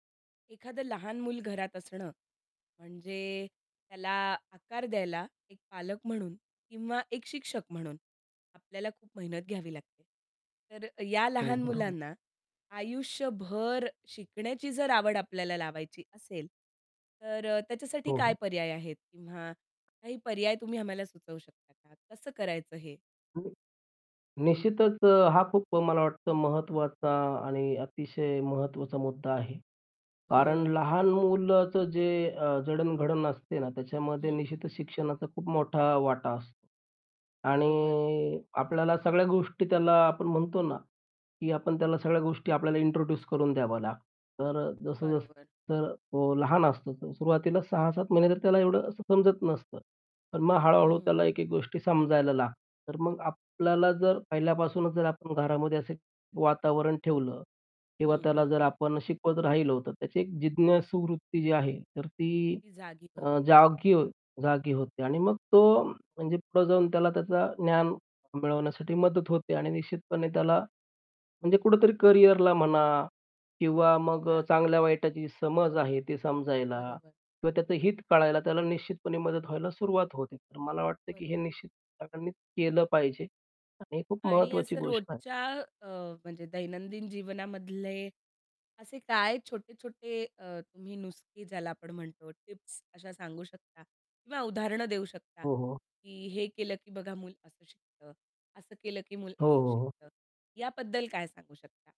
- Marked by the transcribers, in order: distorted speech; tapping; unintelligible speech; drawn out: "आणि"; in English: "इंट्रोड्यूस"; other background noise; in Hindi: "नुस्खे"
- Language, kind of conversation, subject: Marathi, podcast, लहान मुलांमध्ये आयुष्यभर शिकण्याची गोडी कशी निर्माण कराल?